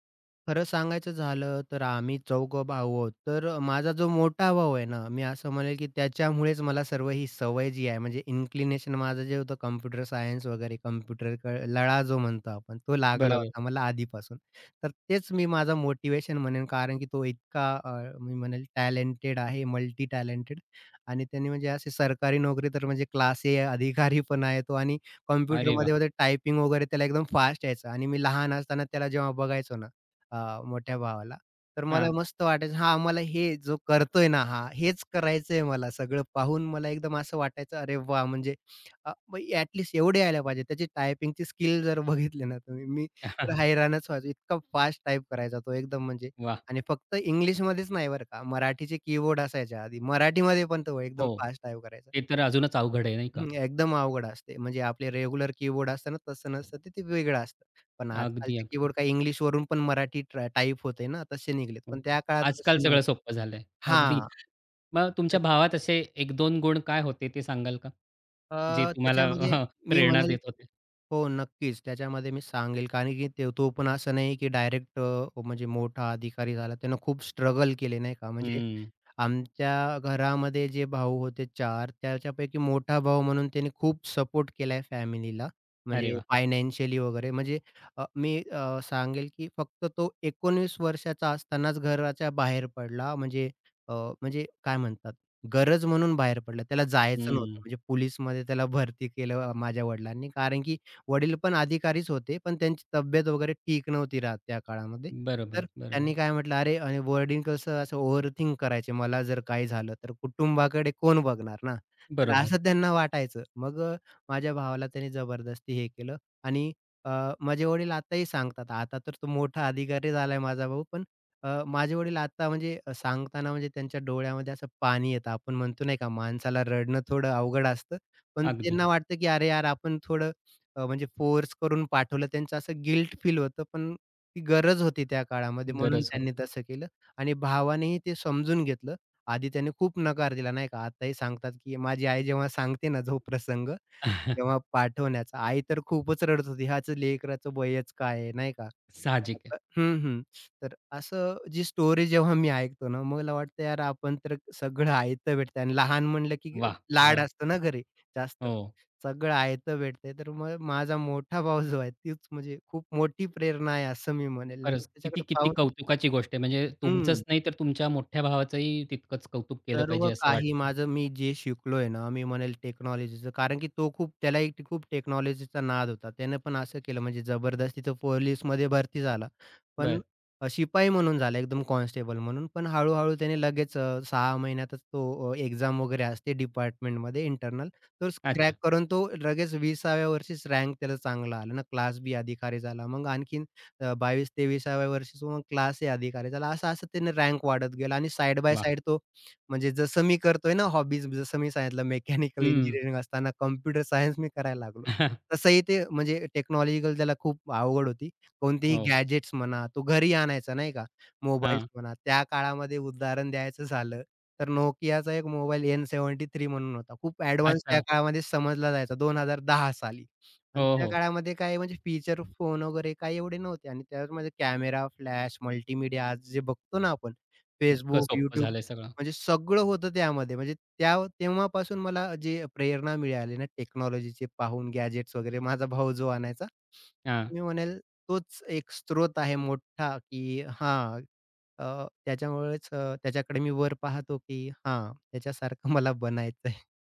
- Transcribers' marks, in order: in English: "इन्क्लिनेशन"; laughing while speaking: "अधिकारी पण"; laughing while speaking: "बघितले ना तुम्ही"; chuckle; other background noise; in English: "रेग्युलर"; tapping; "निघालेत" said as "निघलेत"; chuckle; chuckle; in English: "स्टोरी"; in English: "टेक्नॉलॉजीचं"; in English: "टेक्नॉलॉजीचा"; in English: "एक्झाम"; "क्रॅक" said as "स्क्रॅक"; in English: "साइड बाय साइड"; in English: "हॉबीज"; laughing while speaking: "मेकॅनिकल"; chuckle; in English: "टेक्नॉलॉजिकल"; in English: "गॅजेट्स"; in English: "टेक्नॉलॉजीचे"; in English: "गॅजेट्स"; laughing while speaking: "मला बनायचं आहे"
- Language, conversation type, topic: Marathi, podcast, प्रेरणा टिकवण्यासाठी काय करायचं?